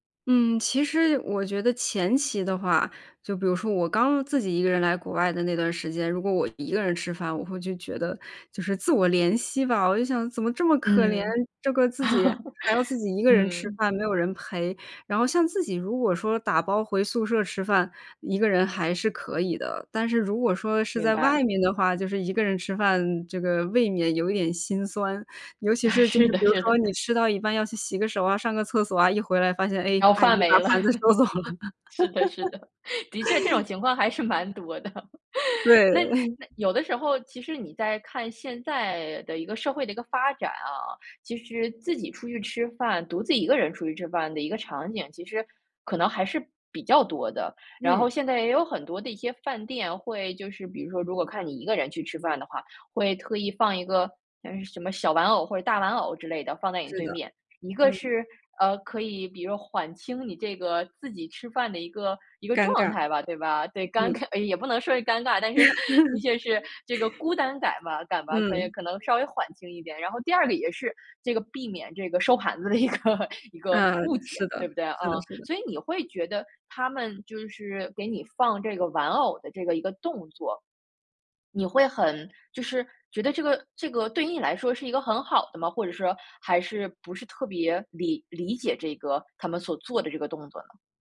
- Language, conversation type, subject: Chinese, podcast, 你能聊聊一次大家一起吃饭时让你觉得很温暖的时刻吗？
- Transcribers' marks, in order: laugh; other background noise; laugh; laughing while speaking: "是的 是的"; laugh; laughing while speaking: "是的 是的，的确这种情况还是蛮多的"; laughing while speaking: "收走了"; laugh; chuckle; laughing while speaking: "尴尬 也不能说是尴尬，但是的确是"; laugh; laughing while speaking: "一个 一个"